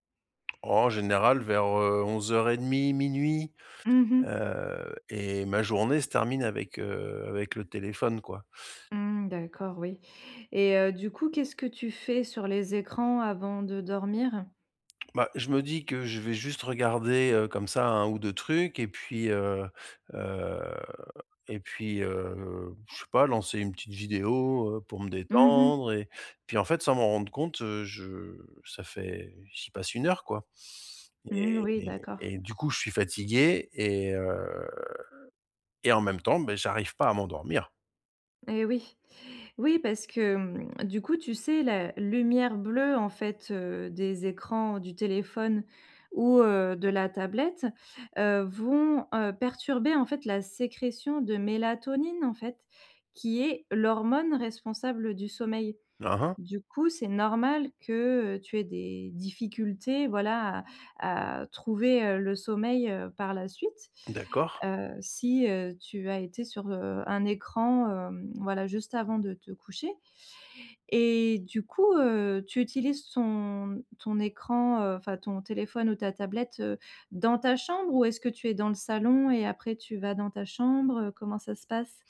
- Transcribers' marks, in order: other background noise; drawn out: "heu"; drawn out: "heu"
- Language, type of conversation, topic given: French, advice, Comment éviter que les écrans ne perturbent mon sommeil ?